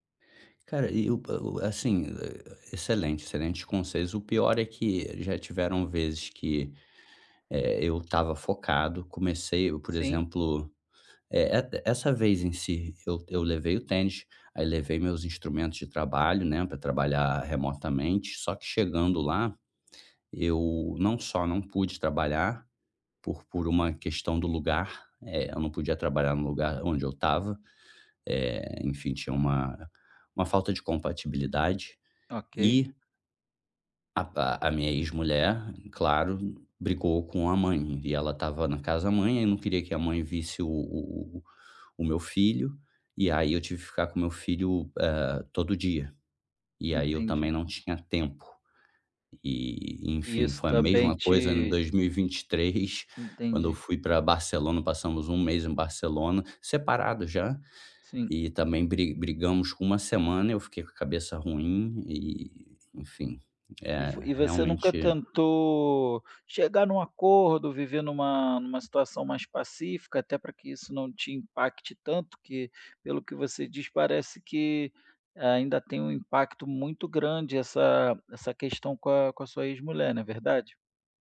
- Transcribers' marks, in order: tapping
- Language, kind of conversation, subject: Portuguese, advice, Como posso manter hábitos saudáveis durante viagens?